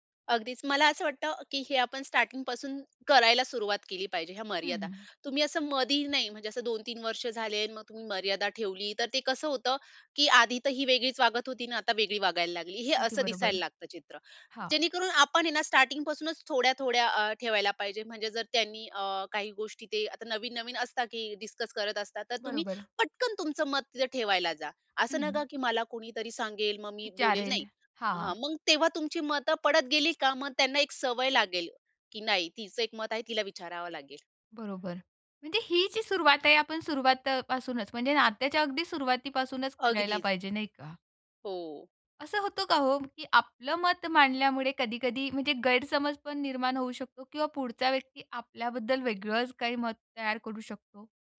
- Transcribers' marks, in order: tapping; in English: "स्टार्टिंग"; in English: "स्टार्टिंग"; in English: "डिस्कस"
- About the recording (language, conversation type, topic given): Marathi, podcast, कुटुंबाला तुमच्या मर्यादा स्वीकारायला मदत करण्यासाठी तुम्ही काय कराल?